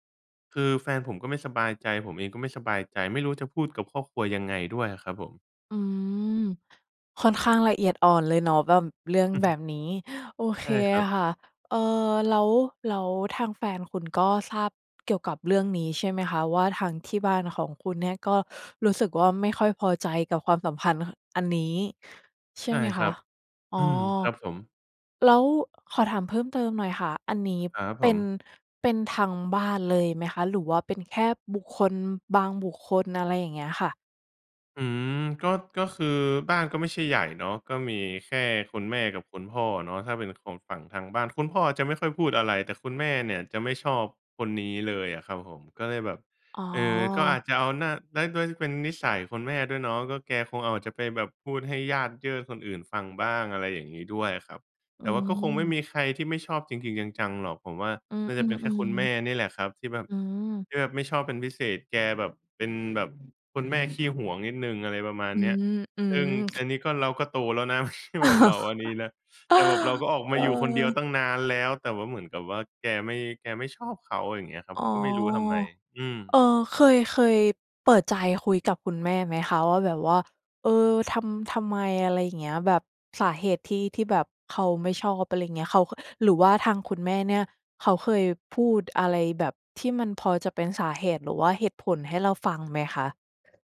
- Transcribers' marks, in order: tapping; laughing while speaking: "อืม"; other background noise; chuckle
- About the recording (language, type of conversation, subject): Thai, advice, คุณรับมืออย่างไรเมื่อถูกครอบครัวของแฟนกดดันเรื่องความสัมพันธ์?